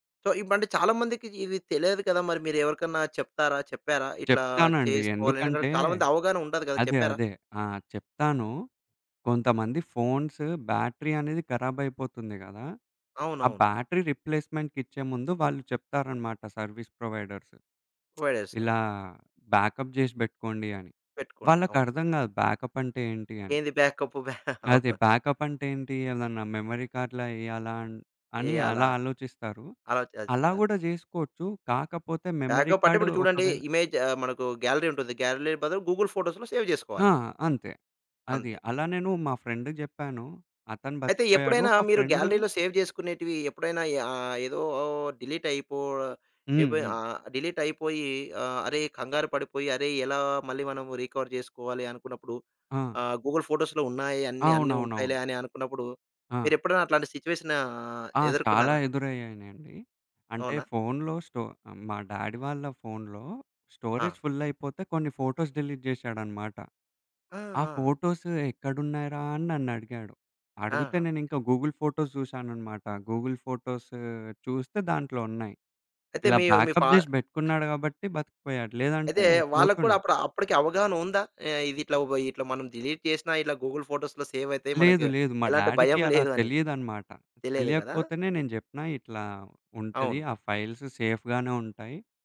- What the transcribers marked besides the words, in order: in English: "సో"; in English: "ఫోన్స్ బ్యాటరీ"; in English: "బ్యాటరీ రిప్లేస్మెంట్‌కిచ్చే"; in English: "సర్వీస్ ప్రొవైడర్స్"; lip smack; in English: "బ్యాకప్"; in English: "ప్రొవైడర్స్"; laughing while speaking: "బ్యా అవును"; in English: "మెమరీ కార్డ్‌లా"; in English: "మెమరీ"; in English: "గ్యాలరీ"; in English: "గ్యాలరీ"; in English: "గూగుల్ ఫోటోస్‌లో సేవ్"; in English: "ఫ్రెండ్‌కి"; in English: "గ్యాలరీలో సేవ్"; in English: "రికవర్"; in English: "గూగుల్ ఫోటోస్‌లో"; in English: "డ్యాడీ"; in English: "స్టోరేజ్"; in English: "ఫోటోస్ డిలీట్"; in English: "ఫోటోస్"; in English: "గూగుల్ ఫోటోస్"; in English: "గూగుల్ ఫోటోస్"; in English: "బ్యాకప్"; tapping; in English: "డిలీట్"; in English: "గూగుల్ ఫోటోస్‌లో"; in English: "డ్యాడీకి"; in English: "ఫైల్స్ సేఫ్‌గానే"
- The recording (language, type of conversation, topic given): Telugu, podcast, క్లౌడ్ నిల్వను ఉపయోగించి ఫైళ్లను సజావుగా ఎలా నిర్వహిస్తారు?